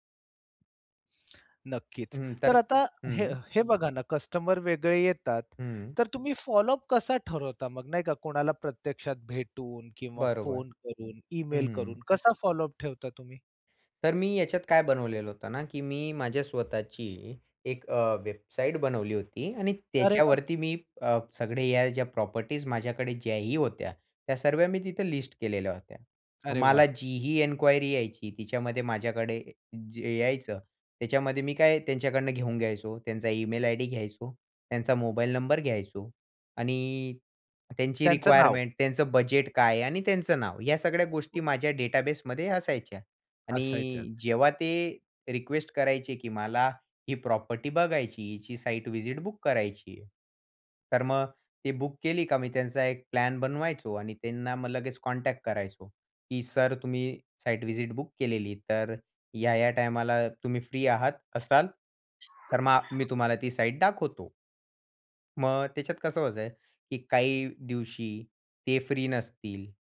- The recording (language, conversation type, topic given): Marathi, podcast, लक्षात राहील असा पाठपुरावा कसा करावा?
- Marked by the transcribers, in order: tapping; other background noise; in English: "इन्क्वायरी"; cough